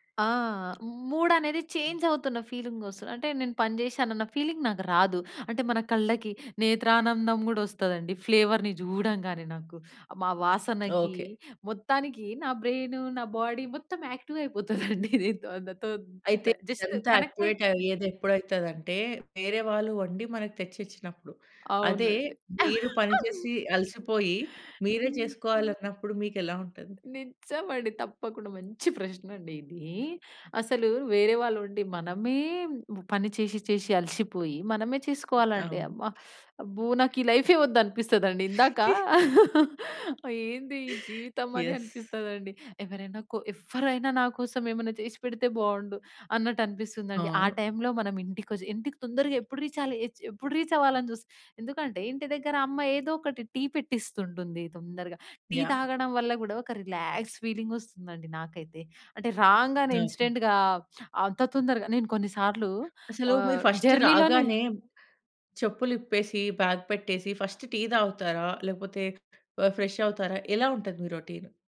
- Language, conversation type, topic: Telugu, podcast, పని తరువాత సరిగ్గా రిలాక్స్ కావడానికి మీరు ఏమి చేస్తారు?
- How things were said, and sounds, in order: in English: "మూడ్"; in English: "చేంజ్"; other background noise; in English: "ఫీలింగ్"; in English: "ఫీలింగ్"; in English: "ఫ్లేవర్‌ని"; in English: "యాక్టివ్"; laughing while speaking: "అయిపోతుందండి దీంతో. అంతతో ఇట్లా"; in English: "జస్ట్ కనెక్ట్"; in English: "యాక్టివేట్"; giggle; chuckle; giggle; in English: "యస్"; in English: "రీచ్"; in English: "రిలాక్స్ ఫీలింగ్"; in English: "ఇన్స్టెంట్‌గా"; in English: "ఫస్ట్"; in English: "జర్నీలోనే"; in English: "బ్యాగ్"; in English: "ఫస్ట్"; in English: "ఫ్రెష్"; in English: "రోటీన్"